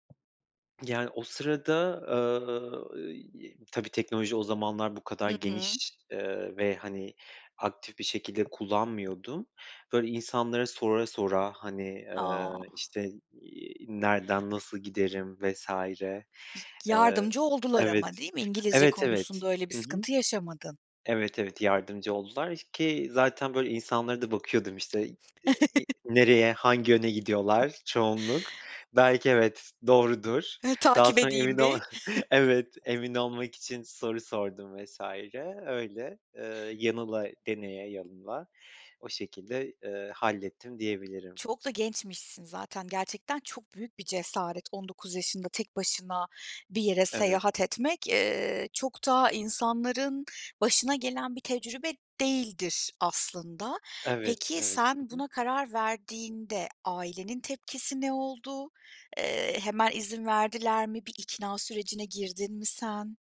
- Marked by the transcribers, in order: tapping; other background noise; chuckle; chuckle
- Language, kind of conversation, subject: Turkish, podcast, Tek başına seyahat etmeyi tercih eder misin, neden?